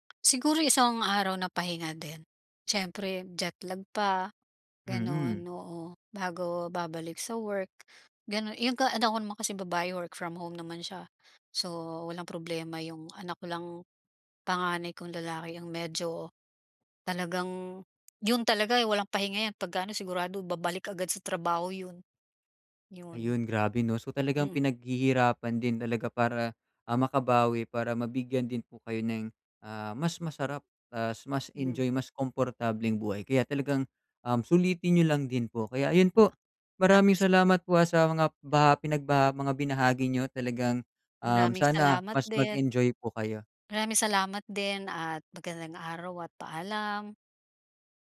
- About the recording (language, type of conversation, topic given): Filipino, advice, Paano ko mababawasan ang stress kapag nagbibiyahe o nagbabakasyon ako?
- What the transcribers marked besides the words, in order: in English: "jetlag"; unintelligible speech